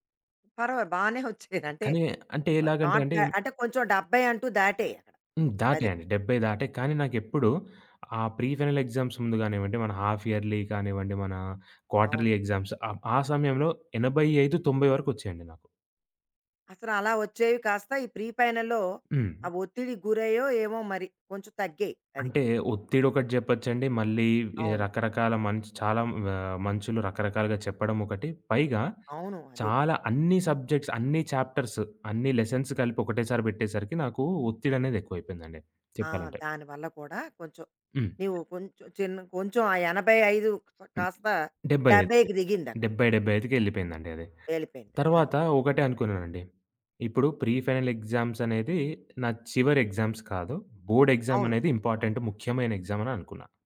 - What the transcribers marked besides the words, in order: other background noise; giggle; in English: "నాట్"; tapping; in English: "ప్రీ ఫైనల్ ఎగ్జామ్స్"; in English: "హాఫ్ ఇయర్లీ"; in English: "క్వార్టర్లీ ఎగ్జామ్స్"; in English: "ప్రీ ఫైనల్లో"; in English: "సబ్జెక్ట్స్"; in English: "చాప్టర్స్"; in English: "లెసన్స్"; in English: "ప్రీ ఫైనల్"; in English: "ఎగ్జామ్స్"; in English: "బోర్డ్"; in English: "ఎగ్జామ్"
- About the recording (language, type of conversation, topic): Telugu, podcast, థెరపీ గురించి మీ అభిప్రాయం ఏమిటి?